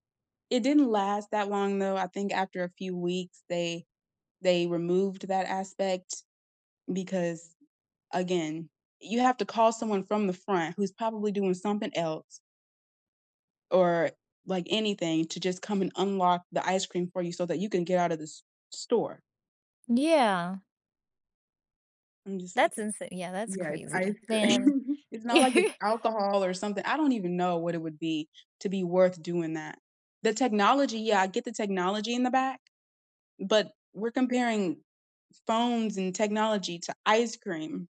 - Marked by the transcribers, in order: laughing while speaking: "cream"; other background noise; chuckle
- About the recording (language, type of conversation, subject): English, unstructured, How do you decide when to ask a stranger for help and when to figure things out on your own?